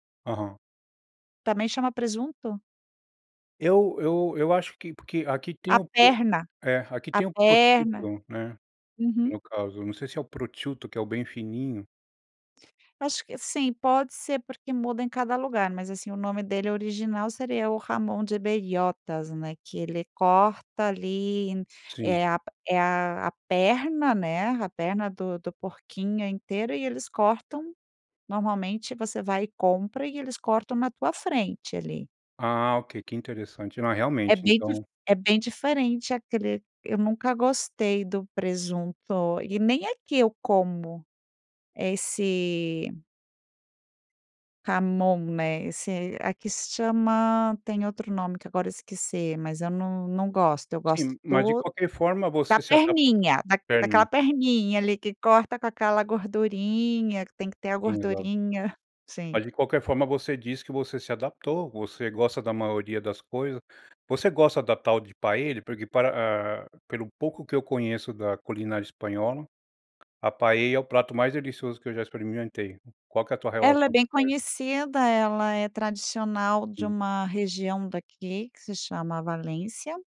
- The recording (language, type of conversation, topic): Portuguese, podcast, Como a comida influenciou sua adaptação cultural?
- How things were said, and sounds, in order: in Italian: "prosciutto"; in Italian: "prosciutto"; in Spanish: "jamón de Bellotas"